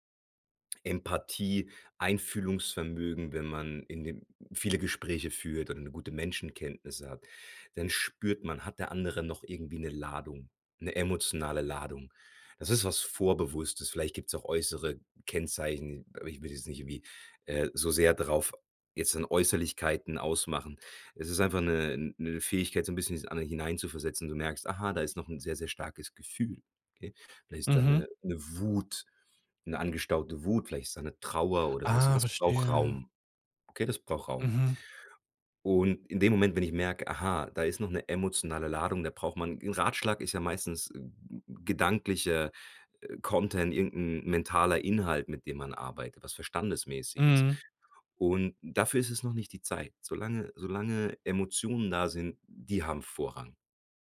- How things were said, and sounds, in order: other noise; "Verständnis-mäßiges" said as "verstandes"
- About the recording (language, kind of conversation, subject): German, podcast, Wie zeigst du Empathie, ohne gleich Ratschläge zu geben?